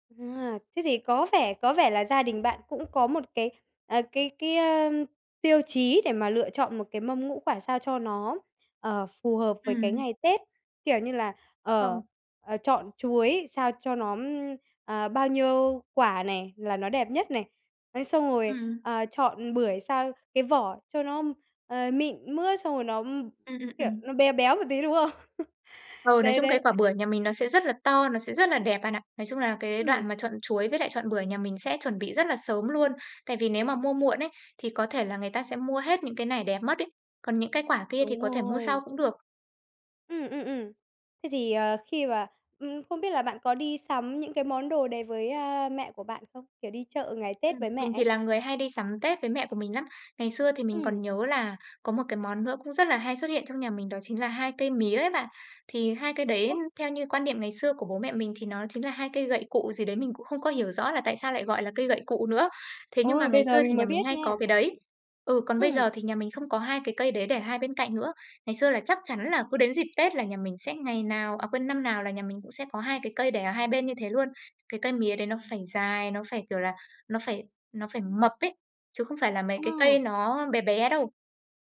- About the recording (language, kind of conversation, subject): Vietnamese, podcast, Món nào thường có mặt trong mâm cỗ Tết của gia đình bạn và được xem là không thể thiếu?
- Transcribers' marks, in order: tapping; chuckle